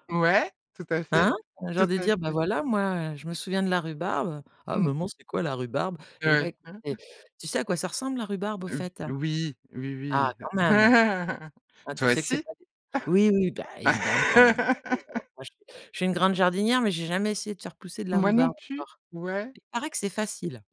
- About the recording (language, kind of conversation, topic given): French, podcast, Quelle odeur de nourriture te ramène instantanément à un souvenir ?
- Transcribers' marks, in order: put-on voice: "Ah maman, c'est quoi la rhubarbe ?"; chuckle; other noise; chuckle; stressed: "évidemment"; unintelligible speech; laugh